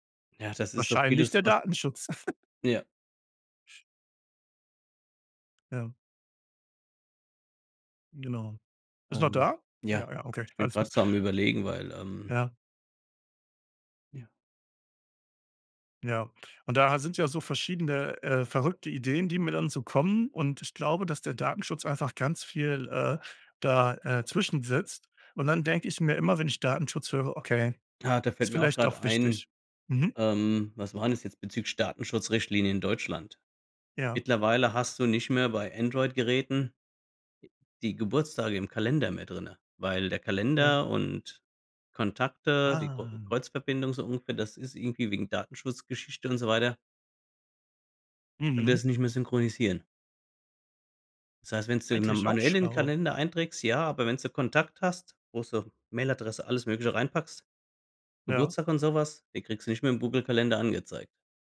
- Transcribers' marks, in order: laugh
- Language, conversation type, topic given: German, unstructured, Wie wichtig ist dir Datenschutz im Internet?